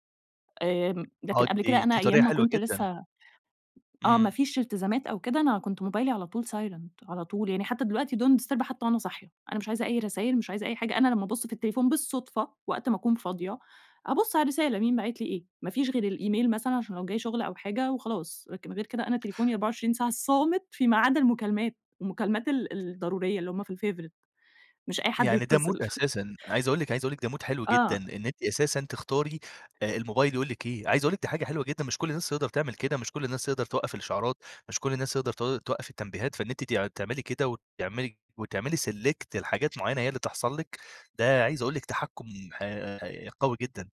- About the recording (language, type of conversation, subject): Arabic, podcast, إزاي بتحطوا حدود لاستخدام الموبايل في البيت؟
- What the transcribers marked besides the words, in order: tapping; in English: "silent"; in English: "don't disturb"; in English: "الfavourite"; in English: "mood"; chuckle; in English: "mood"; in English: "select"; other background noise